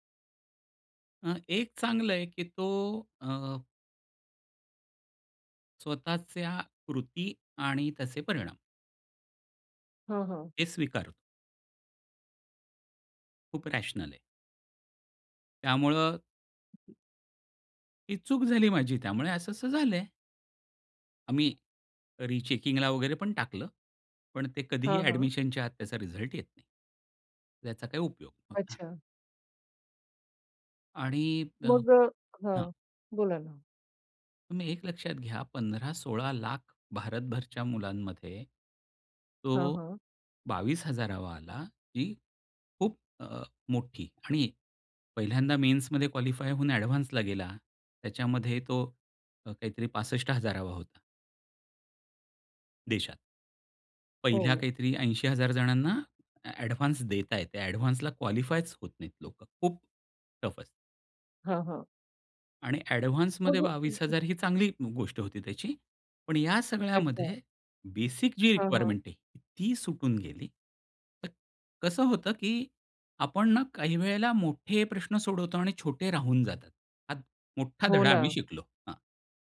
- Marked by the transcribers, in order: in English: "रॅशनल"; other background noise; in English: "रिचेकिंगला"; in English: "रिझल्ट"; in English: "मेन्समध्ये क्वालिफाय"; in English: "अॅडव्हान्सला"; in English: "अॅडव्हान्स"; in English: "अॅडव्हान्सला क्वालिफायच"; in English: "टफ"; in English: "अॅडव्हान्समध्ये"; in English: "बेसिक"; in English: "रिक्वायरमेंट"
- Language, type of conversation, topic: Marathi, podcast, पर्याय जास्त असतील तर तुम्ही कसे निवडता?